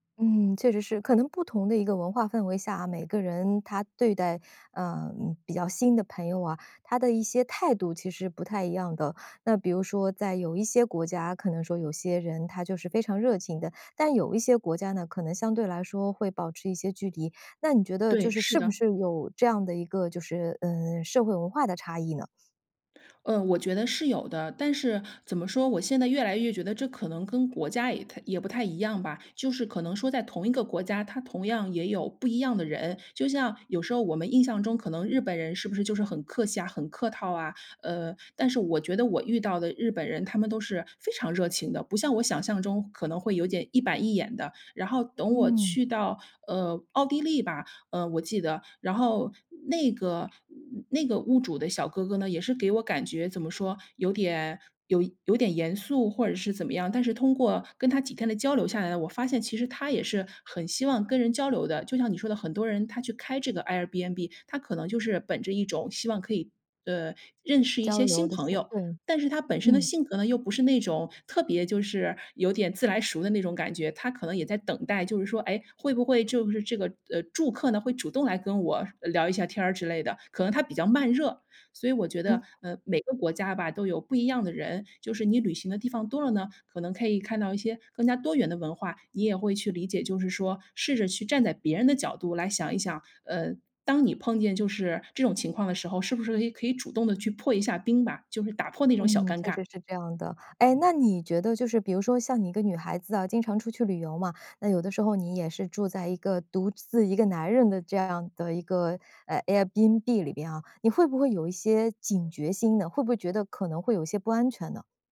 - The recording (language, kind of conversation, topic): Chinese, podcast, 一个人旅行时，怎么认识新朋友？
- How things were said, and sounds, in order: none